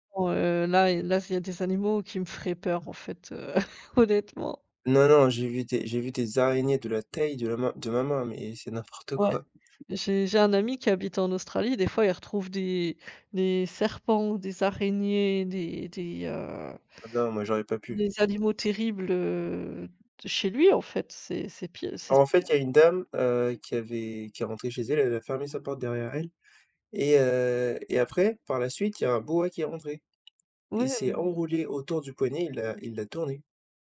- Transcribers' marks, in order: chuckle; other background noise; chuckle; tapping; unintelligible speech
- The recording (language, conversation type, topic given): French, unstructured, Qu’est-ce qui vous met en colère face à la chasse illégale ?